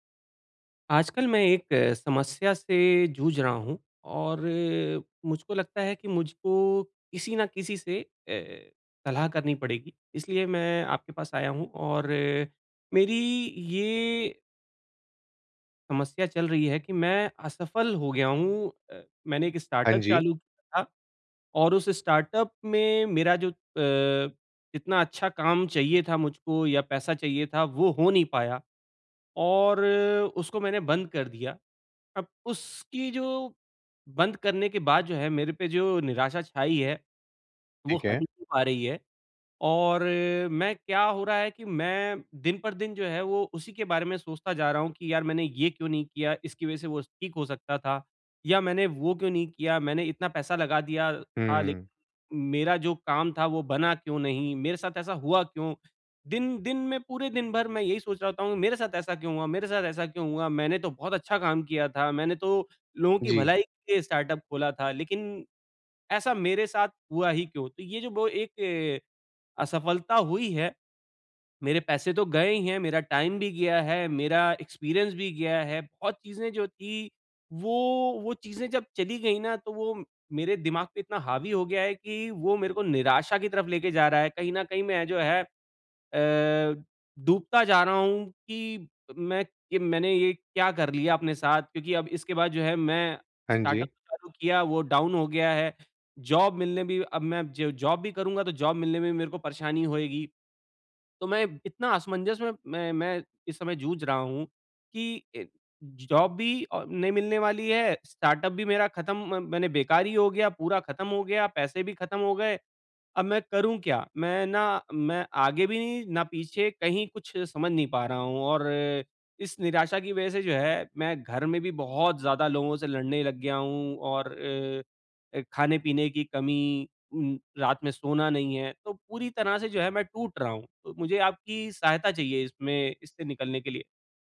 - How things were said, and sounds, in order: tapping; in English: "स्टार्टअप"; in English: "स्टार्टअप"; in English: "स्टार्टअप"; in English: "टाइम"; in English: "एक्सपीरियंस"; in English: "स्टार्टअप"; in English: "डाउन"; in English: "जॉब"; in English: "ज जॉब"; in English: "जॉब"; in English: "ज जॉब"; in English: "स्टार्टअप"; other noise
- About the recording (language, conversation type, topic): Hindi, advice, निराशा और असफलता से उबरना